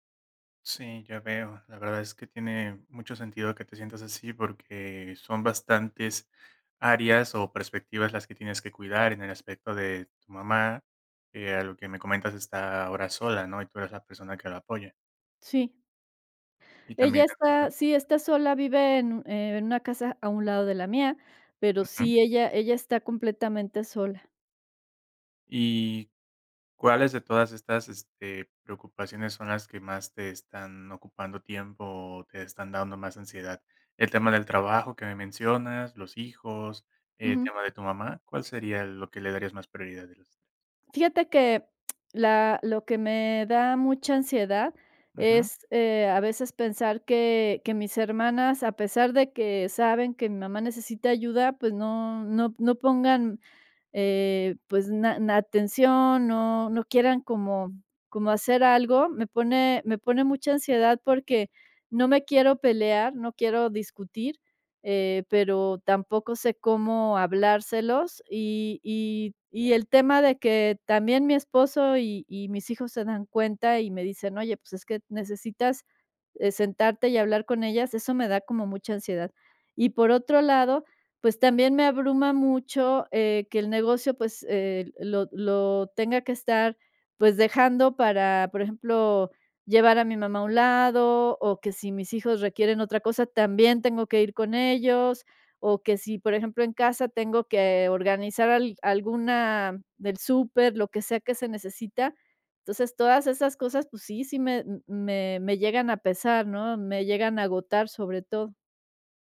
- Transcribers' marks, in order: lip smack
- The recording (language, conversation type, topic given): Spanish, advice, ¿Cómo puedo manejar sentirme abrumado por muchas responsabilidades y no saber por dónde empezar?